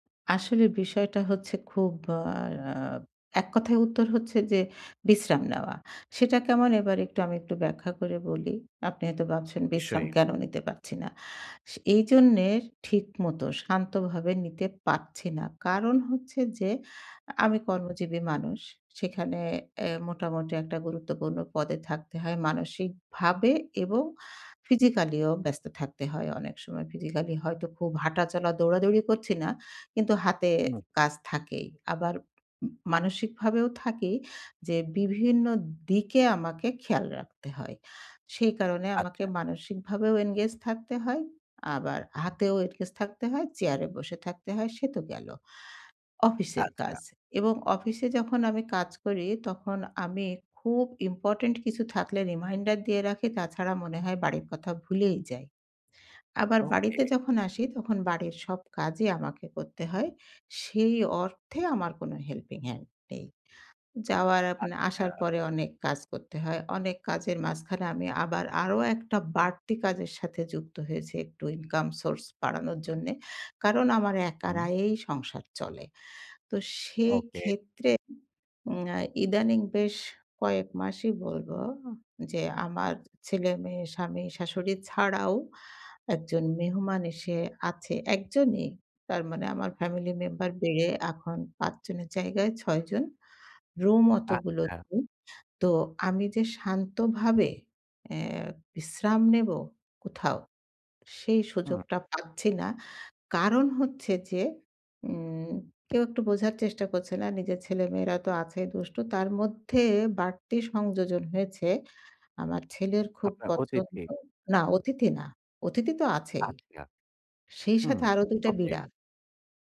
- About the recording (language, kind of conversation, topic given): Bengali, advice, বাড়িতে কীভাবে শান্তভাবে আরাম করে বিশ্রাম নিতে পারি?
- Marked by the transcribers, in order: in English: "physically"; in English: "Physically"; in English: "engage"; in English: "engage"; in English: "reminder"; in English: "helping hand"; in English: "source"